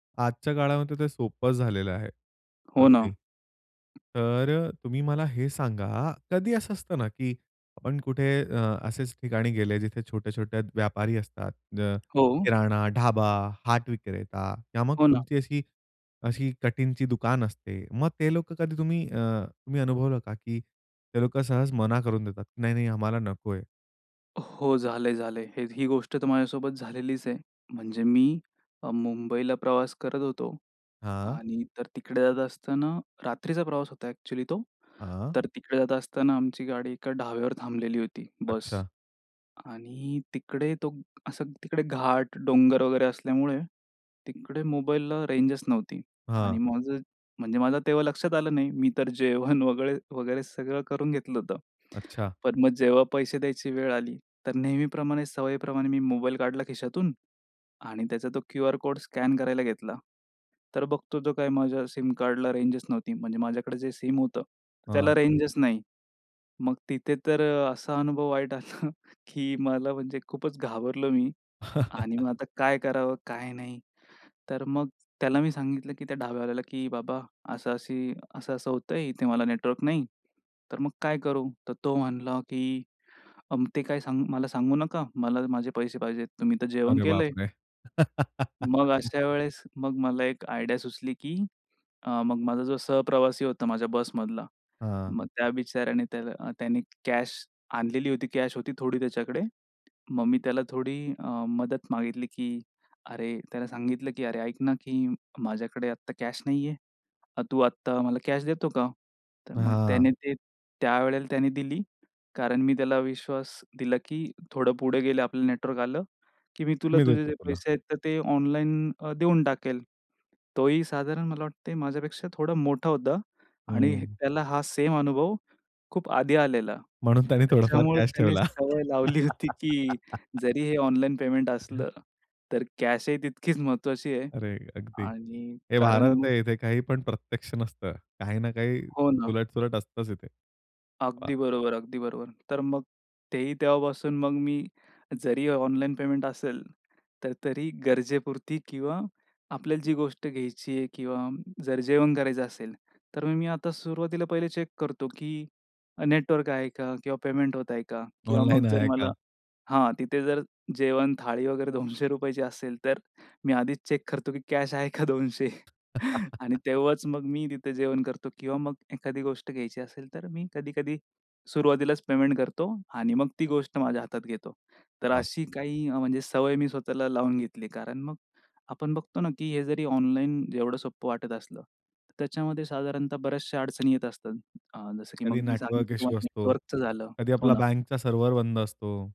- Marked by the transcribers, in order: other noise; in English: "सिम कार्डला"; in English: "सिम"; laughing while speaking: "वाईट आला, की मला"; laugh; surprised: "अरे बाप रे!"; laugh; in English: "आयडिया"; laughing while speaking: "म्हणून त्याने थोडाफार कॅश ठेवला"; laughing while speaking: "त्याने सवय लावली होती"; laugh; in English: "चेक"; laughing while speaking: "ऑनलाईन आहे का?"; in English: "चेक"; laughing while speaking: "की कॅश आहे का दोनशे?"; laugh
- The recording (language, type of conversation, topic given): Marathi, podcast, ऑनलाइन देयकांमुळे तुमचे व्यवहार कसे बदलले आहेत?